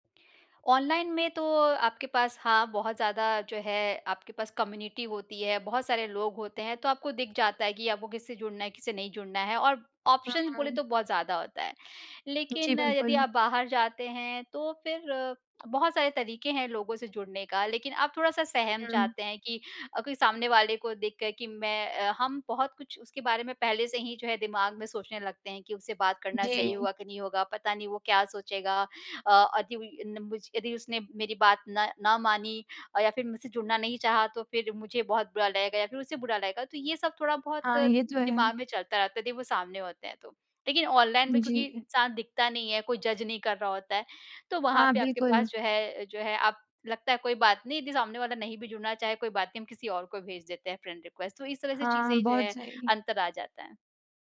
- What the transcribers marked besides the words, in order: in English: "कम्युनिटी"; in English: "ऑप्शंस"; in English: "जज"; in English: "फ्रेंड रिक्वेस्ट"
- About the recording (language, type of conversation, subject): Hindi, podcast, ऑनलाइन दोस्ती और असली दोस्ती में आपको क्या अंतर दिखाई देता है?